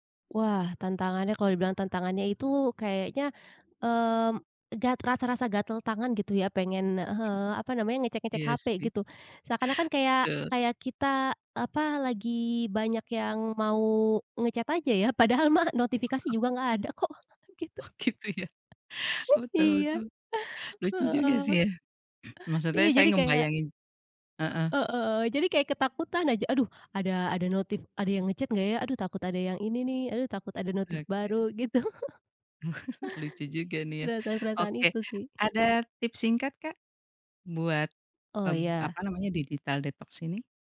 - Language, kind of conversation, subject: Indonesian, podcast, Apa rutinitas puasa gawai yang pernah kamu coba?
- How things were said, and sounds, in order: chuckle; in English: "nge-chat"; other background noise; laughing while speaking: "mah"; laughing while speaking: "Oh gitu ya"; laughing while speaking: "kok, gitu"; tapping; throat clearing; in English: "nge-chat"; chuckle; "digital" said as "didital"